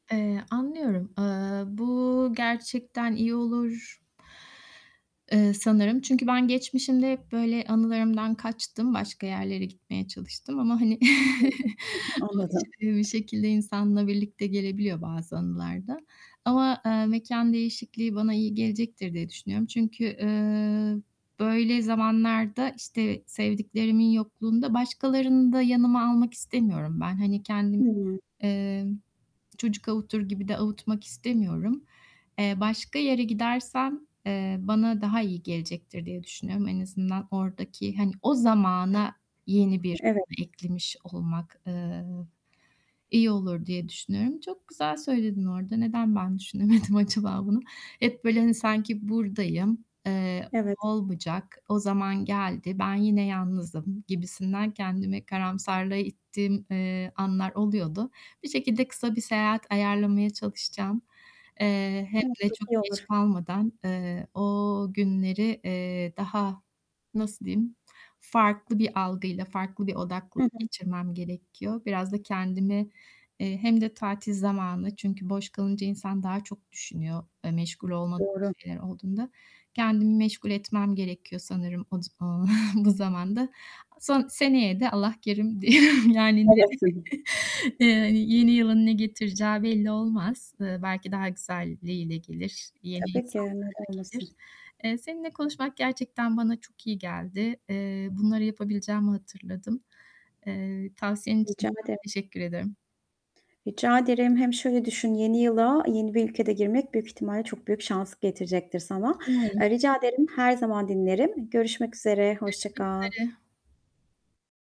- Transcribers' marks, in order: tapping; static; other background noise; unintelligible speech; chuckle; unintelligible speech; unintelligible speech; laughing while speaking: "acaba bunu?"; distorted speech; chuckle; laughing while speaking: "diyorum"; chuckle
- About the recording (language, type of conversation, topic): Turkish, advice, Ayrılık sonrası duygusal olarak iyileşmek ve benliğimi yeniden inşa etmek için ne yapabilirim?